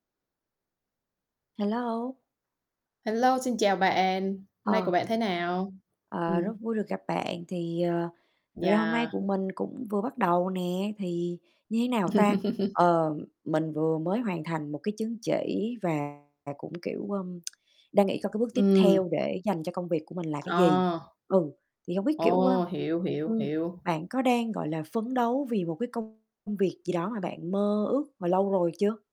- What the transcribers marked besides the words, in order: other background noise; mechanical hum; laugh; distorted speech; tapping; tsk
- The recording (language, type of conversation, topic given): Vietnamese, unstructured, Công việc trong mơ của bạn là gì?